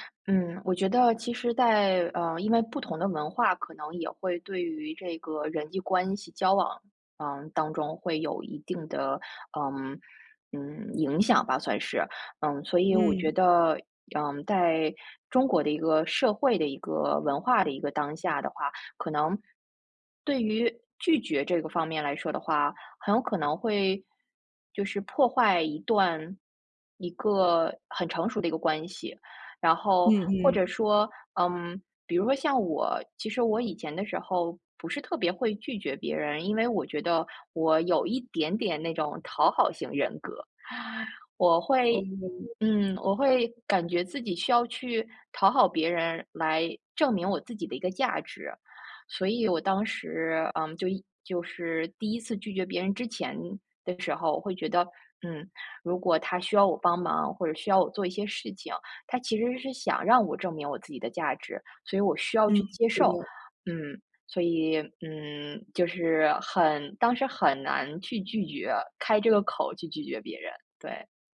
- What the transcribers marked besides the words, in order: none
- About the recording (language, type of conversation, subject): Chinese, podcast, 你是怎么学会说“不”的？